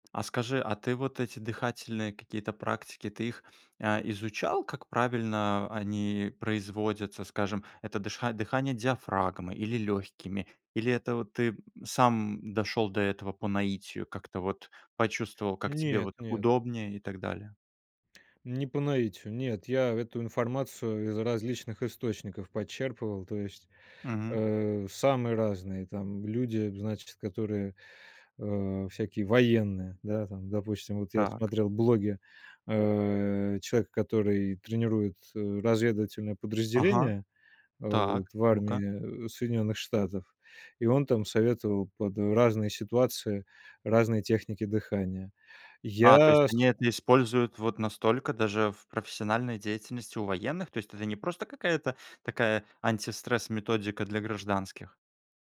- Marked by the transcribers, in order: tapping; other background noise
- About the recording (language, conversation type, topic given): Russian, podcast, Какие простые дыхательные приёмы тебе реально помогают?